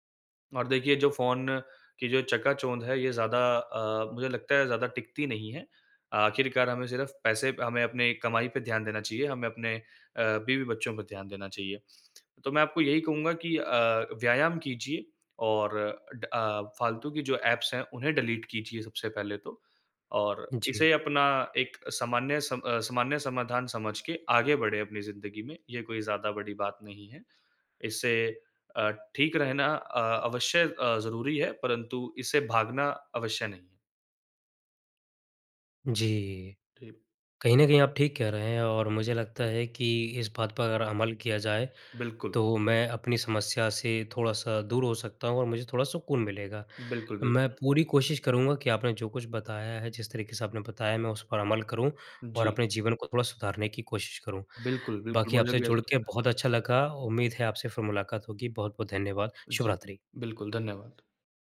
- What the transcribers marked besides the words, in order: in English: "ऐप्स"
- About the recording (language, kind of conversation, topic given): Hindi, advice, नोटिफिकेशन और फोन की वजह से आपका ध्यान बार-बार कैसे भटकता है?